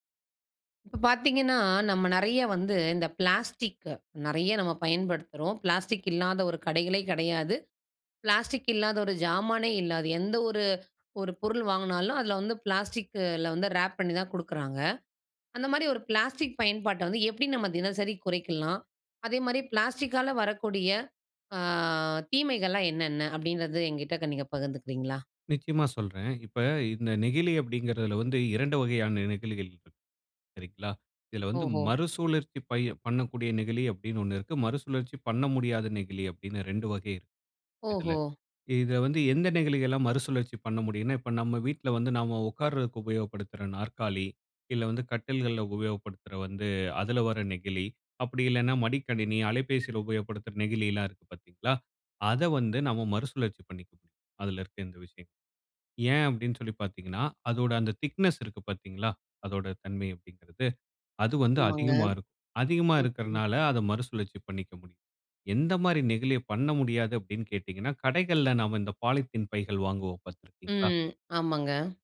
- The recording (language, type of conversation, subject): Tamil, podcast, பிளாஸ்டிக் பயன்பாட்டை தினசரி எப்படி குறைக்கலாம்?
- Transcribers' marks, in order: tapping; other background noise; in English: "ராப்"; in English: "திக்னெஸ்"; in English: "பாலித்தீன்"